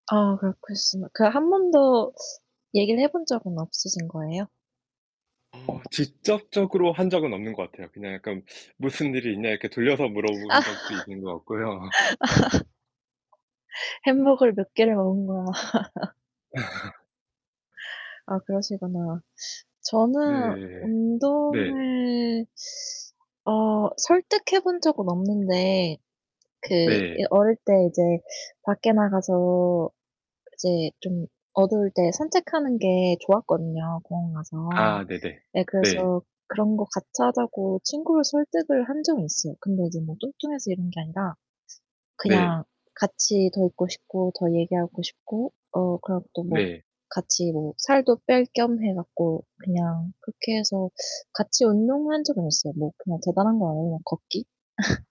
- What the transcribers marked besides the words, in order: tapping; other background noise; laugh; laugh; static; background speech; laugh
- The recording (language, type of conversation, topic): Korean, unstructured, 운동을 하지 않는 친구를 어떻게 설득하면 좋을까요?